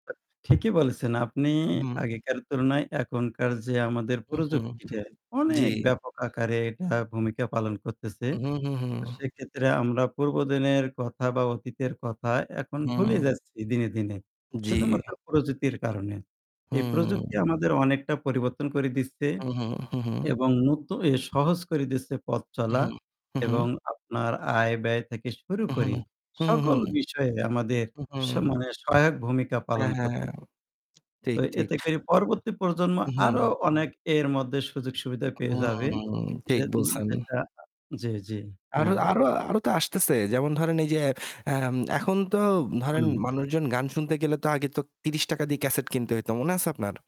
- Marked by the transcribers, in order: tapping; other background noise; static
- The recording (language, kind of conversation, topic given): Bengali, unstructured, তোমার জীবনে প্রযুক্তি কীভাবে আনন্দ এনে দিয়েছে?